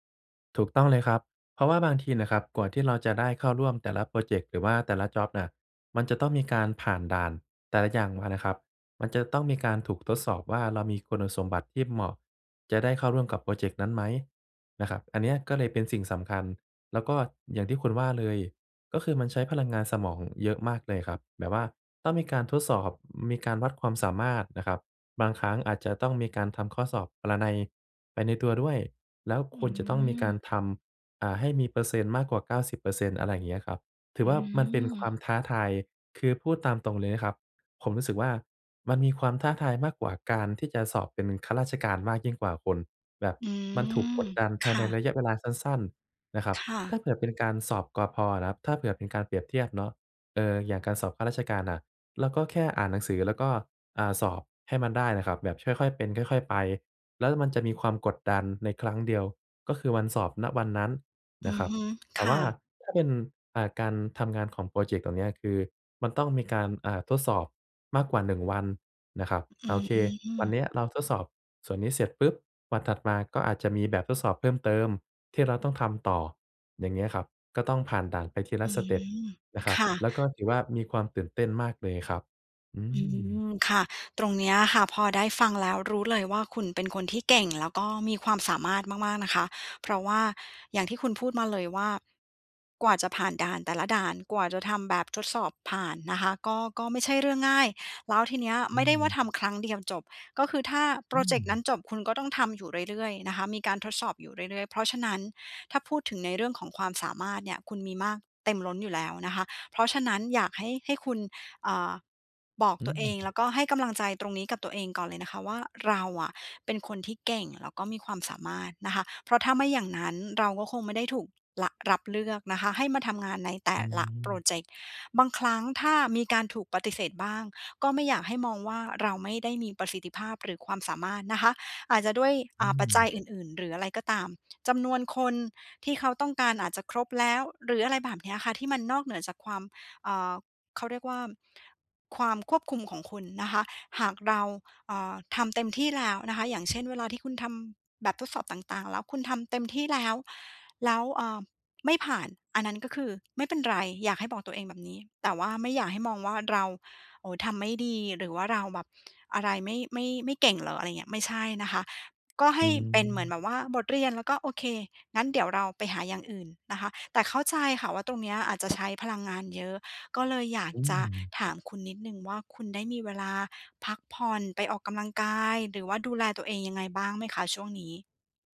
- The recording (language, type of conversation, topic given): Thai, advice, ทำอย่างไรจึงจะรักษาแรงจูงใจและไม่หมดไฟในระยะยาว?
- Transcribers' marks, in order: other background noise; tapping